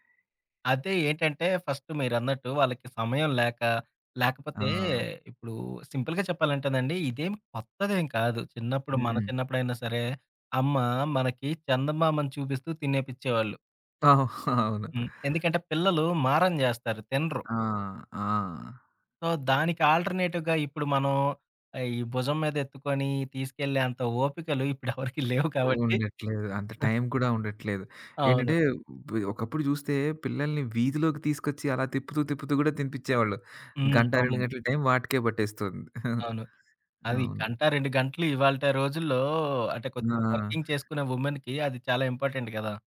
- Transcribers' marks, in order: in English: "ఫస్ట్"; in English: "సింపుల్‌గా"; chuckle; other background noise; in English: "సో"; in English: "ఆల్టర్నేటివ్‌గా"; lip smack; laughing while speaking: "ఇప్పుడెవరికీ లేవు కాబట్టి"; chuckle; in English: "వర్కింగ్"; in English: "వుమెన్‌కి"; in English: "ఇంపార్టెంట్"
- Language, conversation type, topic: Telugu, podcast, పార్కులో పిల్లలతో ఆడేందుకు సరిపోయే మైండ్‌ఫుల్ ఆటలు ఏవి?